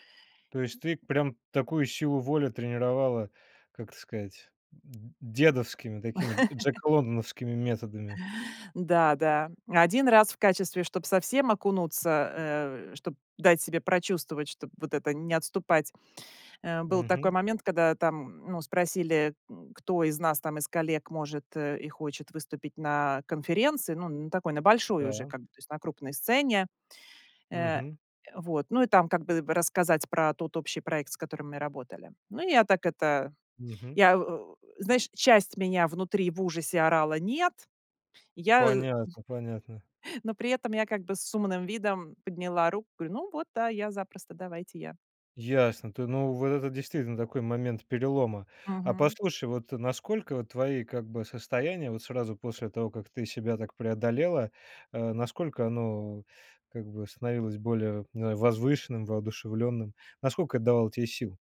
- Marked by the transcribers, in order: tapping; laugh; chuckle
- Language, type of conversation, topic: Russian, podcast, Как ты работаешь со своими страхами, чтобы их преодолеть?